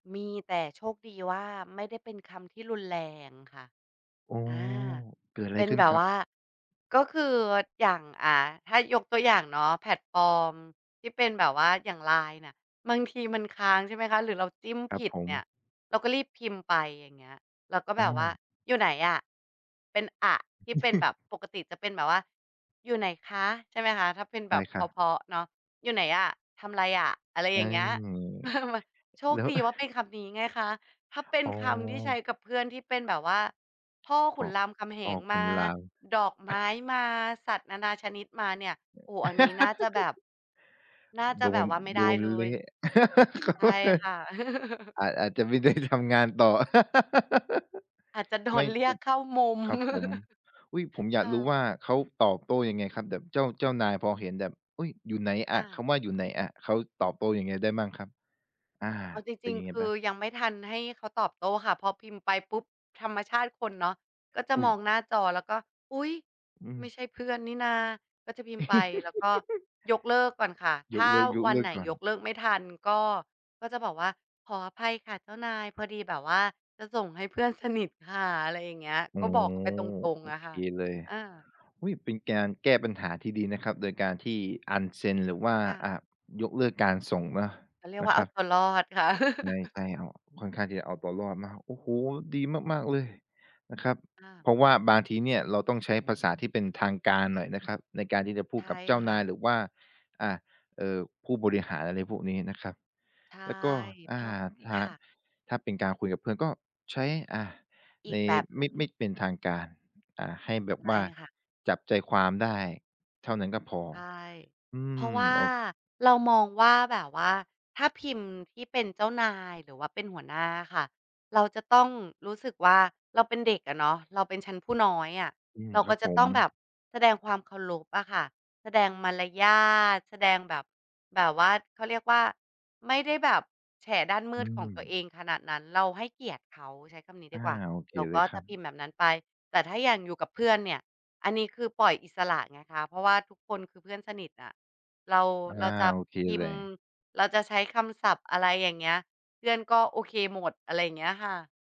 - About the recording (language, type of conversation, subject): Thai, podcast, คุณปรับวิธีใช้ภาษาตอนอยู่กับเพื่อนกับตอนทำงานต่างกันไหม?
- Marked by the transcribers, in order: laugh; chuckle; laugh; tapping; unintelligible speech; other background noise; laugh; laugh; laughing while speaking: "ไม่ได้ทำงานต่อ"; laugh; laughing while speaking: "อาจจะโดนเรียกเข้ามุม"; laugh; laugh; laugh